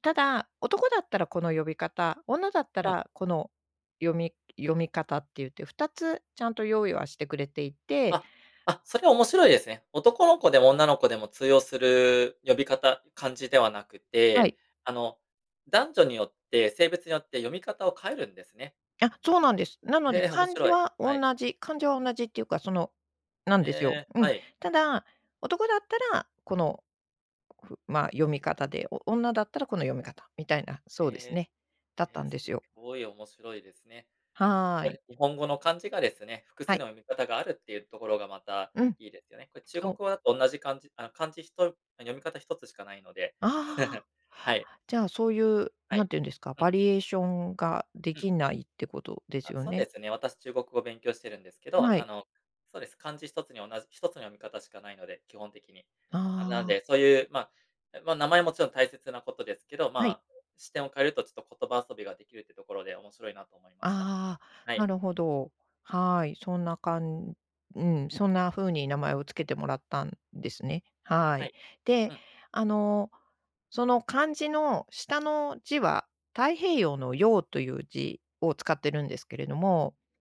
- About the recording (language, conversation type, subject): Japanese, podcast, 名前の由来や呼び方について教えてくれますか？
- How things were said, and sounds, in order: laugh